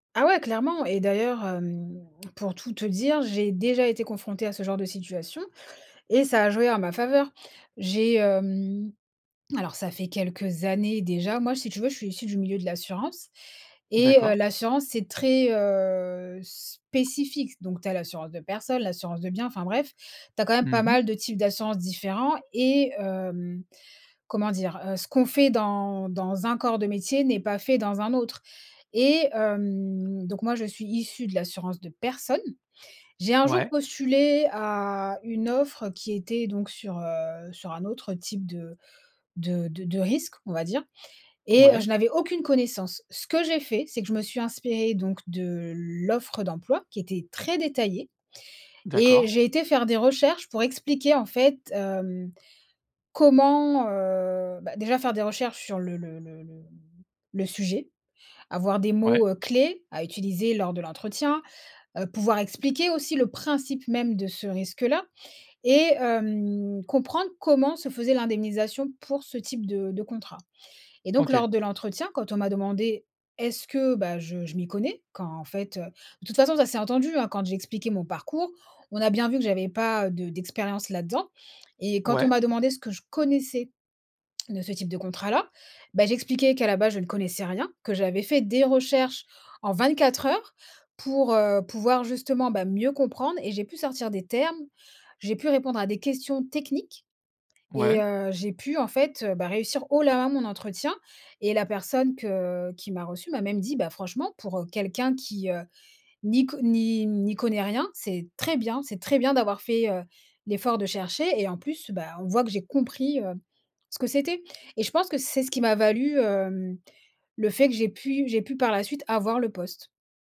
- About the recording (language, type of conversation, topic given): French, podcast, Tu as des astuces pour apprendre sans dépenser beaucoup d’argent ?
- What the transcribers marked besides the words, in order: stressed: "faveur"; stressed: "spécifique"; stressed: "personne"; stressed: "très détaillée"; stressed: "comment"; stressed: "clés"; stressed: "principe"; stressed: "connaissais"; stressed: "recherches en vingt-quatre heures"; stressed: "techniques"; stressed: "compris"